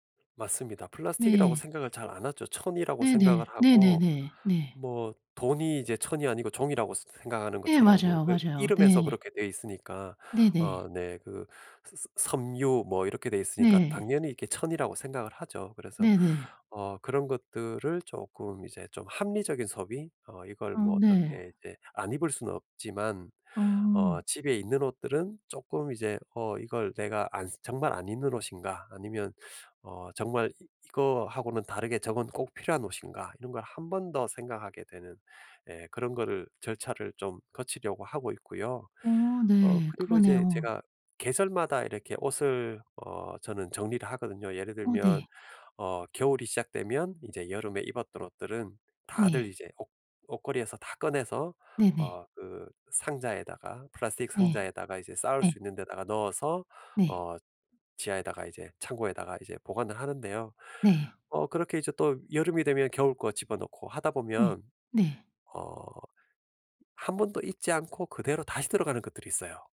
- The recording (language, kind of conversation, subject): Korean, podcast, 플라스틱 사용을 줄이는 가장 쉬운 방법은 무엇인가요?
- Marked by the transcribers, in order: none